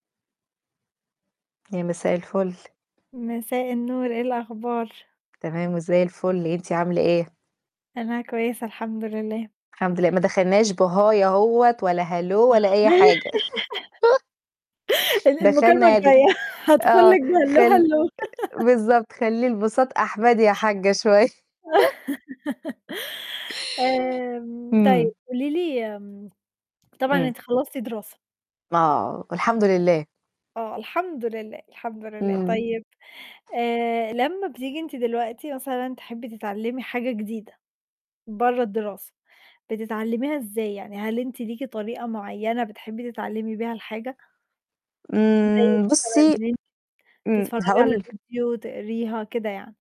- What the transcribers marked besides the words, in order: tapping; static; in English: "بhi"; laugh; laughing while speaking: "ال المكالمة الجاية هادخل لِك بhello، hello"; in English: "hello"; other background noise; laugh; in English: "بhello، hello"; laugh; laughing while speaking: "شوية"; laugh; chuckle
- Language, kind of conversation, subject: Arabic, unstructured, إنت بتحب تتعلم حاجات جديدة إزاي؟